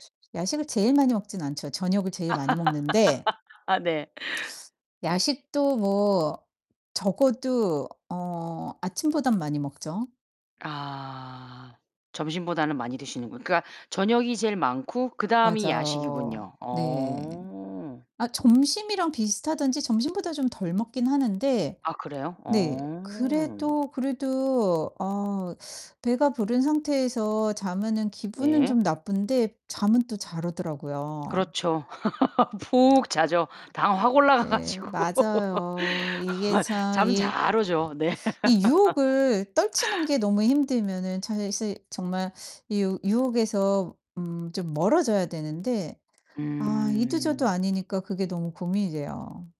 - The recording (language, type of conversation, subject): Korean, advice, 유혹 앞에서 의지력이 약해 결심을 지키지 못하는 이유는 무엇인가요?
- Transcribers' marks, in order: static; laugh; other background noise; tapping; laugh; laughing while speaking: "올라가 가 가지고"; laugh; laughing while speaking: "네"; laugh